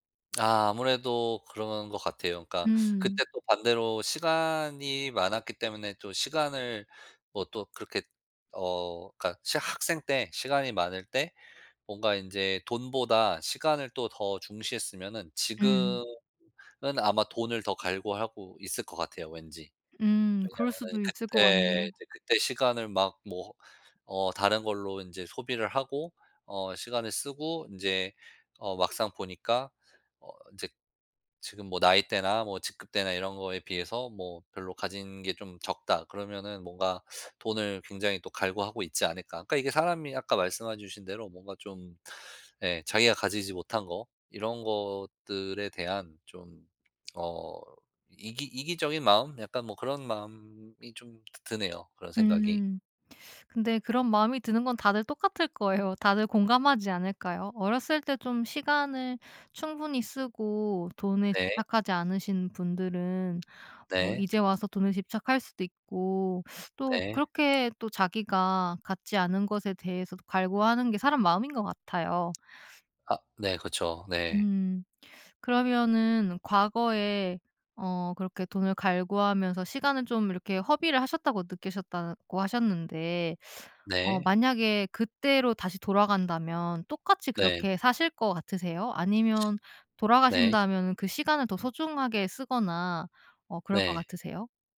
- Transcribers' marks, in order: laughing while speaking: "거예요"; teeth sucking; tapping; other background noise
- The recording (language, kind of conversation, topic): Korean, podcast, 돈과 시간 중 무엇을 더 소중히 여겨?